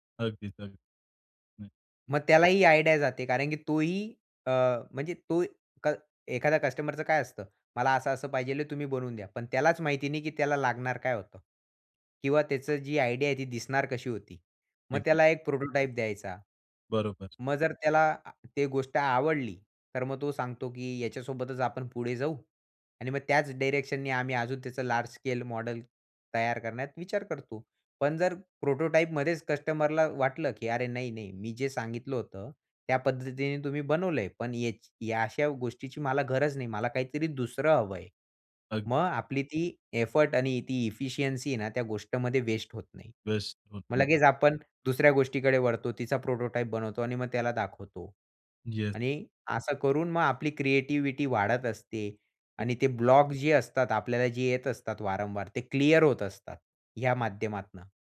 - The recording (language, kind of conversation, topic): Marathi, podcast, सर्जनशील अडथळा आला तर तुम्ही सुरुवात कशी करता?
- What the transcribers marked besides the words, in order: in English: "आयडिया"; tapping; in English: "आयडिया"; in English: "एक्झॅक्ट"; in English: "प्रोटोटाइप"; in English: "लार्ज स्केल मॉडल"; in English: "प्रोटोटाइपमध्येच कस्टमरला"; in English: "एफर्ट"; in English: "एफिशियंसी"; in English: "प्रोटोटाइप"